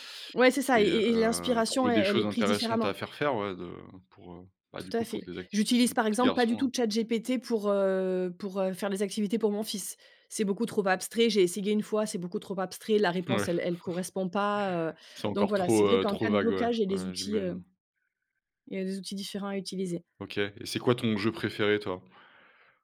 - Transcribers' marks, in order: chuckle
- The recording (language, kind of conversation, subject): French, podcast, Comment dépasses-tu concrètement un blocage créatif ?